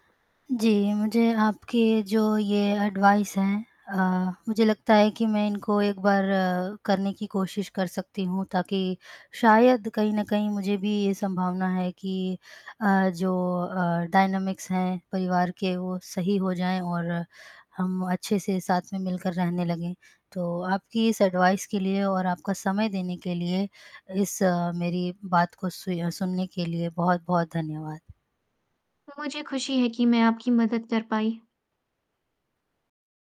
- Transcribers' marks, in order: static; in English: "एडवाइस"; in English: "डायनामिक्स"; in English: "एडवाइस"
- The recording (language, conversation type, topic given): Hindi, advice, मेरा परिवार मेरे दूसरे विवाह या साथी को स्वीकार क्यों नहीं कर रहा है?